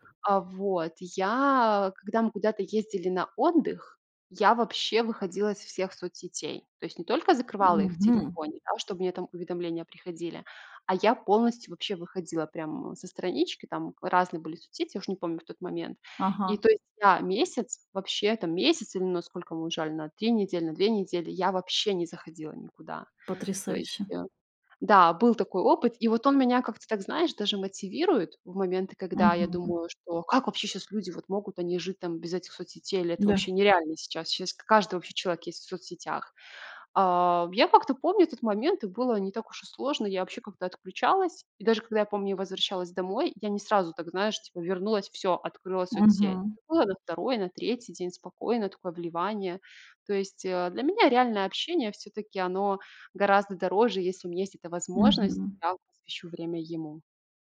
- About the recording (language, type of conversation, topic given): Russian, podcast, Как ты обычно берёшь паузу от социальных сетей?
- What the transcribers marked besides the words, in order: tapping